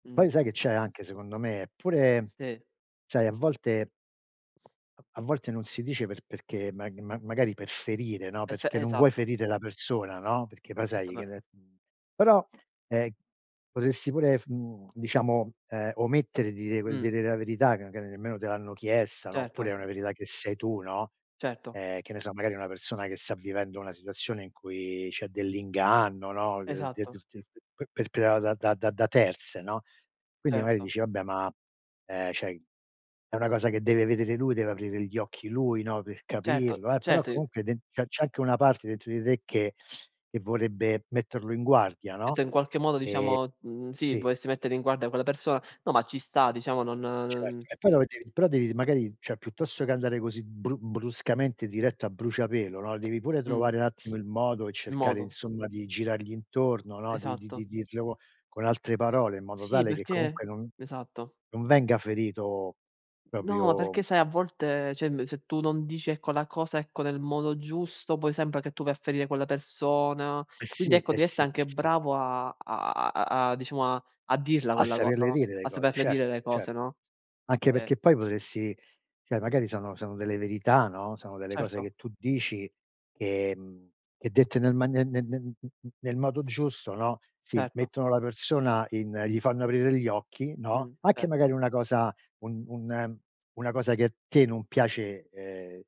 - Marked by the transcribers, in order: other noise; other background noise; tapping; unintelligible speech; "perpetrata" said as "perpredada"; "cioè" said as "ceh"; "Certo" said as "cetto"; "proprio" said as "propio"; "sembra" said as "sempa"
- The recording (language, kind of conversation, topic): Italian, unstructured, Pensi che sia sempre giusto dire la verità?